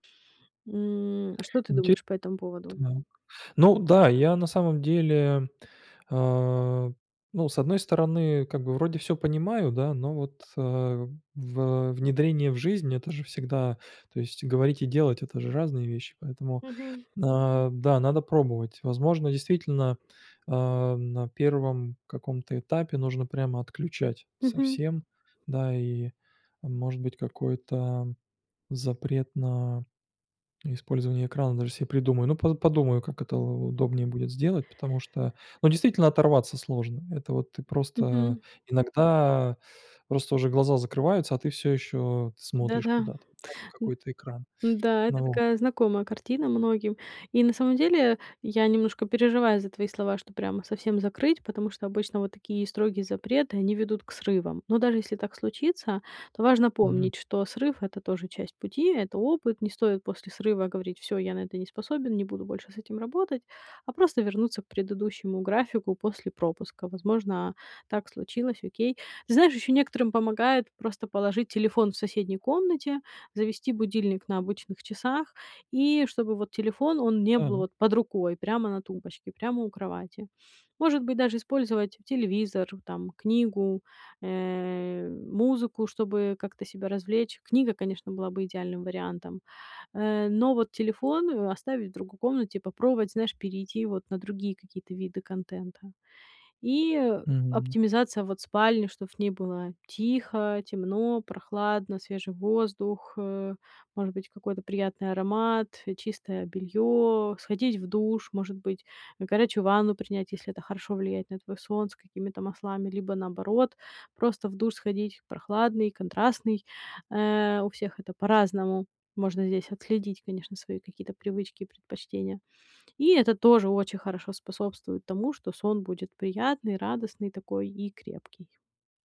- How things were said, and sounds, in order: tapping; other background noise
- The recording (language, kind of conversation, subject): Russian, advice, Как мне проще выработать стабильный режим сна?